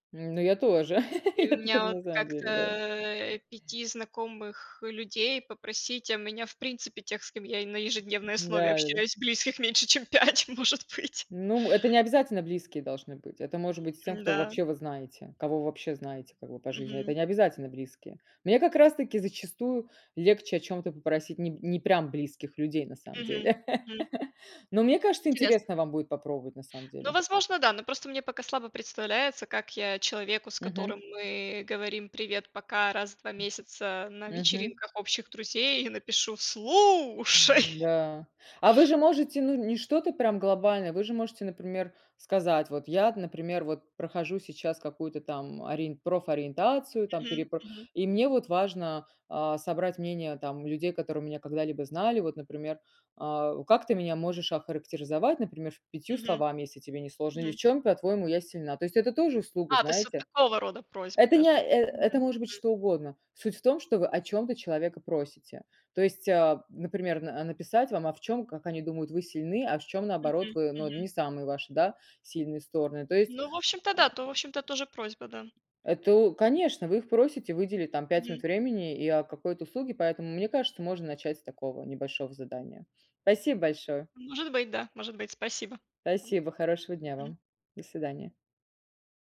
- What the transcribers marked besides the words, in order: laugh; unintelligible speech; tapping; laughing while speaking: "близких меньше, чем пять, может быть"; other background noise; laugh; put-on voice: "Слушай"; laughing while speaking: "Слушай"; other noise
- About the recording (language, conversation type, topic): Russian, unstructured, Как ты думаешь, почему люди боятся просить помощи?